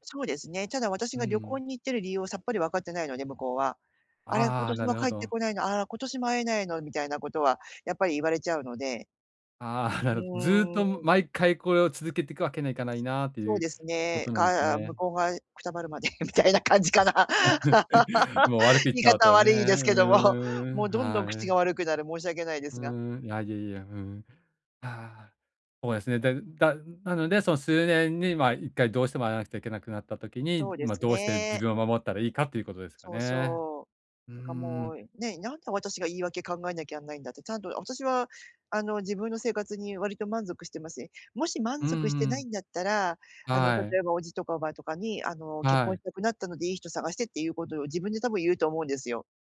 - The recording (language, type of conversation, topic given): Japanese, advice, 周囲からの圧力にどう対処して、自分を守るための境界線をどう引けばよいですか？
- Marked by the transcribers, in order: chuckle; laughing while speaking: "みたいな感じかな。 言い方は悪いですけども"; laugh